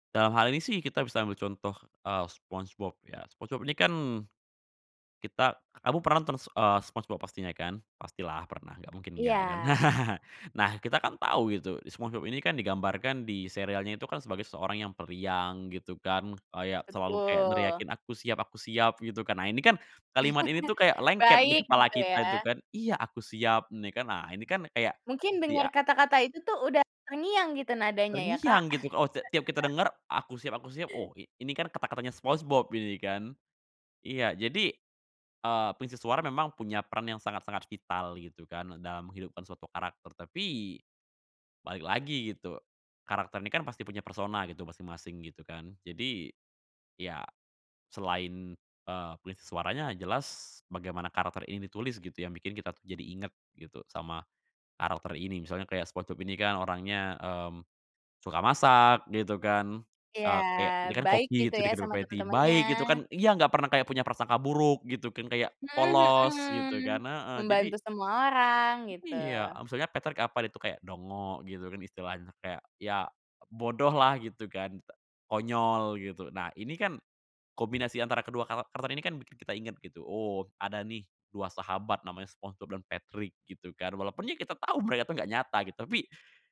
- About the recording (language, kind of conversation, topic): Indonesian, podcast, Kenapa karakter fiksi bisa terasa seperti orang nyata bagi banyak orang?
- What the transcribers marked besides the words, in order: other background noise; chuckle; chuckle; chuckle; "maksudnya" said as "amsudnya"